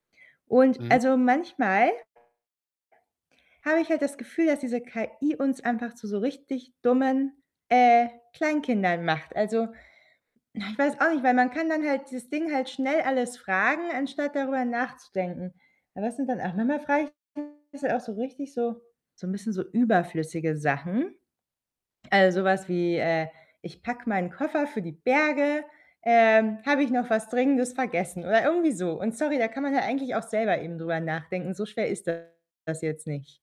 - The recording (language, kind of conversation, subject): German, advice, Wie kann ich neue Technik im Alltag nutzen, ohne mich überfordert zu fühlen?
- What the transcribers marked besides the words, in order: distorted speech; other background noise; unintelligible speech